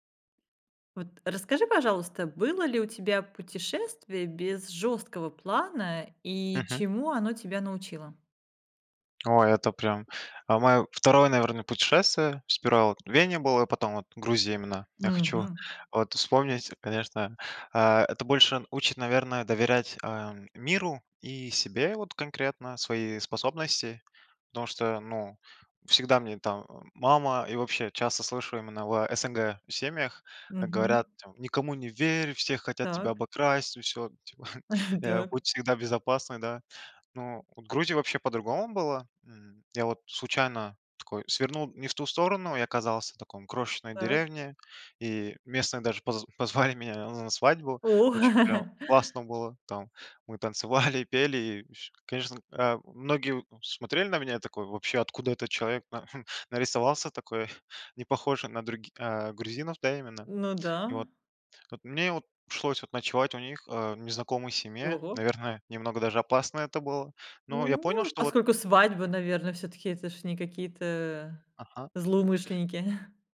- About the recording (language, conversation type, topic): Russian, podcast, Чему тебя научило путешествие без жёсткого плана?
- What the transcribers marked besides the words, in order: tapping; put-on voice: "Никому не верь, все хотят тебя обокрасть, и всё"; chuckle; laughing while speaking: "меня"; chuckle; laughing while speaking: "танцевали"; chuckle; chuckle